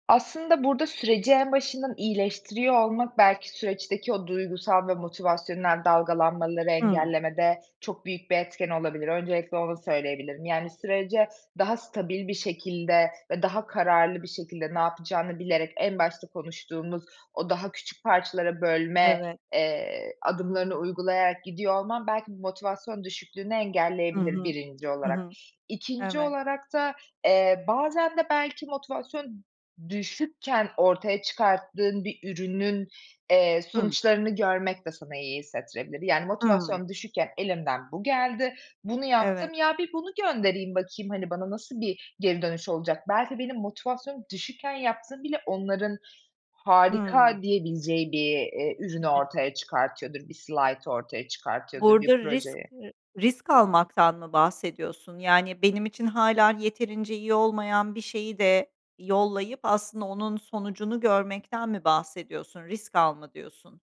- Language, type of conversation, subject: Turkish, advice, Mükemmeliyetçilik yüzünden hedeflerini neden tamamlayamıyorsun?
- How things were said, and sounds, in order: unintelligible speech; other background noise